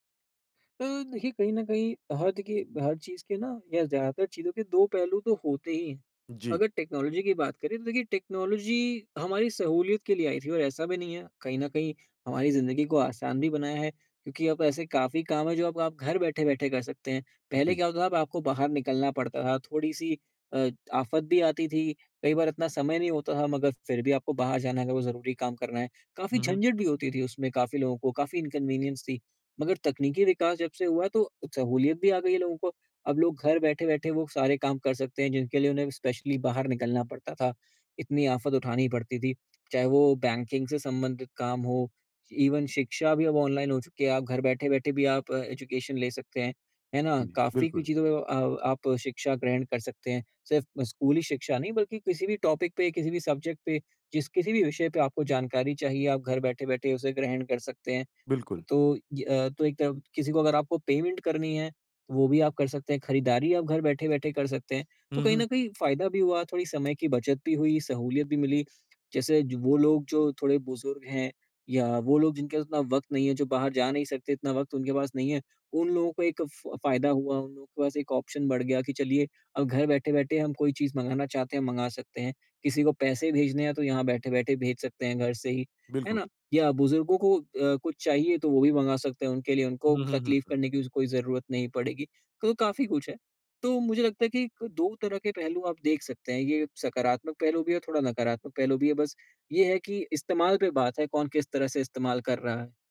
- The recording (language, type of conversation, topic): Hindi, podcast, सोशल मीडिया ने हमारी बातचीत और रिश्तों को कैसे बदल दिया है?
- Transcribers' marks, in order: in English: "टेक्नोलॉजी"; in English: "टेक्नोलॉजी"; in English: "इनकन्वीनियंस"; in English: "स्पेशली"; tapping; in English: "बैंकिंग"; in English: "इवन"; in English: "एजुकेशन"; in English: "टॉपिक"; in English: "सब्जेक्ट"; in English: "पेमेंट"; in English: "ऑप्शन"